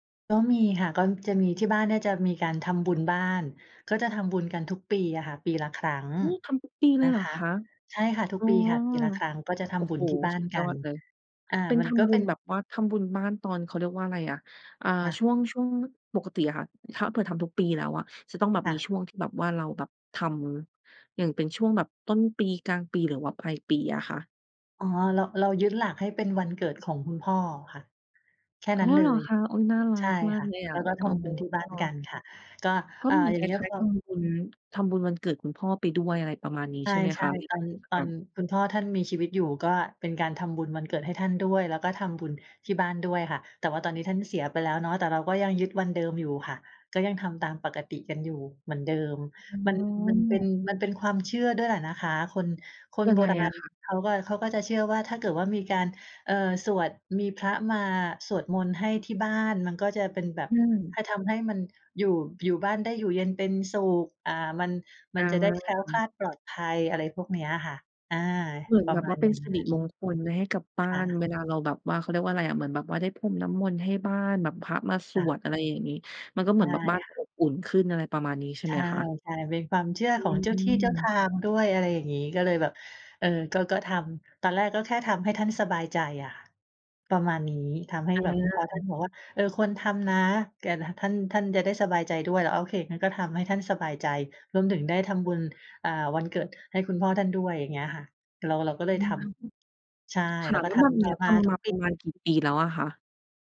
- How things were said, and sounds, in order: "ก็" said as "ก้อม"; surprised: "หือ ทำทุกปีเลยเหรอคะ ?"
- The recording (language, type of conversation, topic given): Thai, podcast, คุณเคยทำบุญด้วยการถวายอาหาร หรือร่วมงานบุญที่มีการจัดสำรับอาหารบ้างไหม?